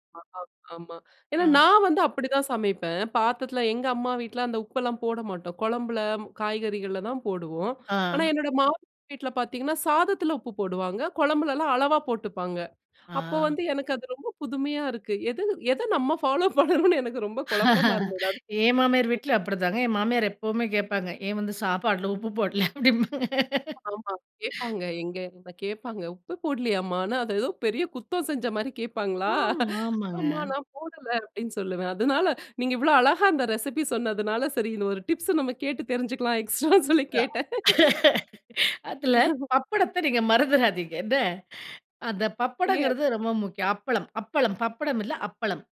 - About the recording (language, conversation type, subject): Tamil, podcast, இந்த ரெசிபியின் ரகசியம் என்ன?
- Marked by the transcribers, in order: laugh; unintelligible speech; laughing while speaking: "சாப்பாட்டில உப்பு போடல? அப்படிம்பாங்க"; laugh; chuckle; laughing while speaking: "எக்ஸ்ட்ரான்னு சொல்லி கேட்டேன்"; laugh